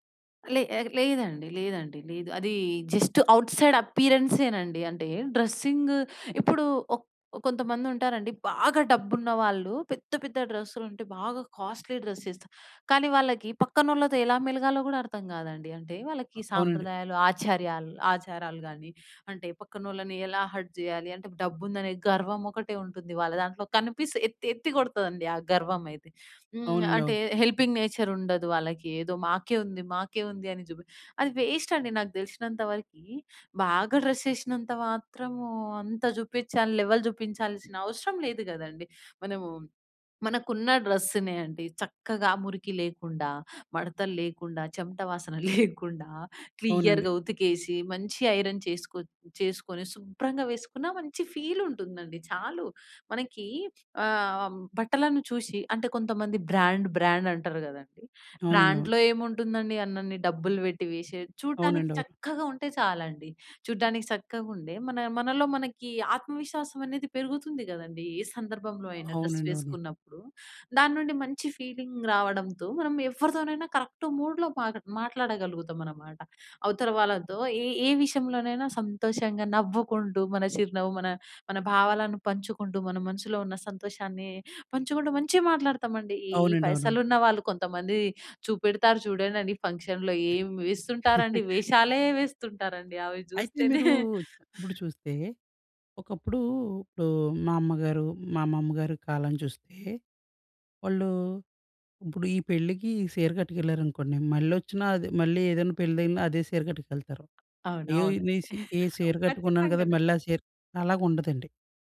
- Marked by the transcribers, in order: in English: "జస్ట్ ఔట్ సైడ్"; other background noise; in English: "డ్రెస్సింగ్"; in English: "కాస్ట్లీ డ్రెస్"; in English: "హర్ట్"; in English: "హెల్పింగ్ నేచర్"; in English: "వేస్ట్"; in English: "డ్రెస్"; in English: "లెవెల్"; chuckle; in English: "క్లియర్‌గా"; in English: "ఐరన్"; in English: "ఫీల్"; in English: "బ్రాండ్, బ్రాండ్"; in English: "బ్రాండ్‍లో"; in English: "డ్రెస్"; in English: "ఫీలింగ్"; in English: "కరెక్ట్ మూడ్‌లో"; in English: "ఫంక్షన్‌లో"; giggle; chuckle; laughing while speaking: "ఖచ్చితంగానే"
- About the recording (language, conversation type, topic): Telugu, podcast, ఒక చక్కని దుస్తులు వేసుకున్నప్పుడు మీ రోజు మొత్తం మారిపోయిన అనుభవం మీకు ఎప్పుడైనా ఉందా?